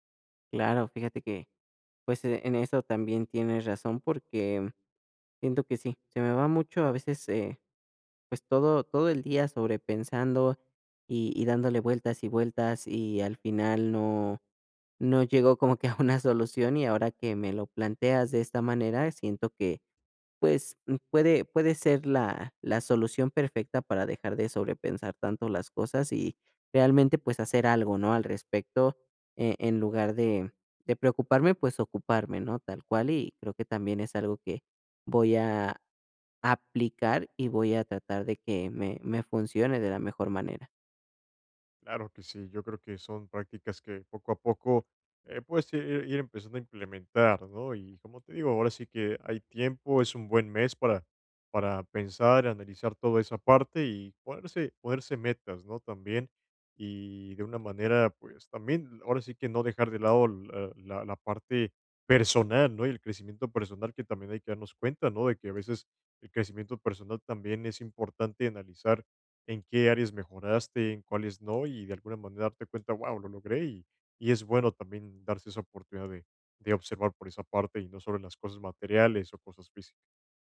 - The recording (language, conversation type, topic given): Spanish, advice, ¿Cómo puedo practicar la gratitud a diario y mantenerme presente?
- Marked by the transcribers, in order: chuckle; other background noise